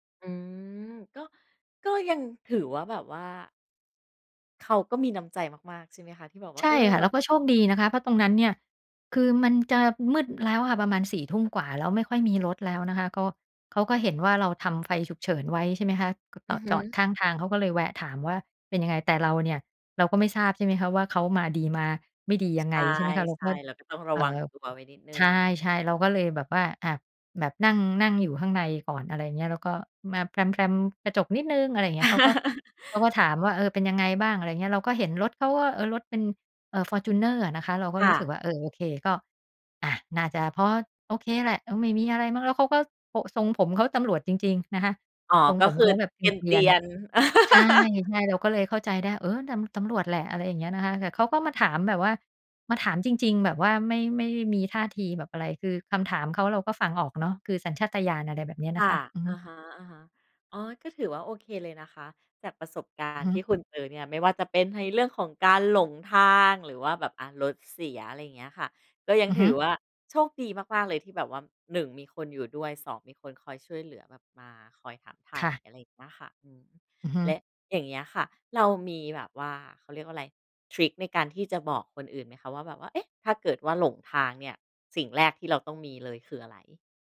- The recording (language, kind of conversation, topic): Thai, podcast, การหลงทางเคยสอนอะไรคุณบ้าง?
- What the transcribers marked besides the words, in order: other background noise; chuckle; laugh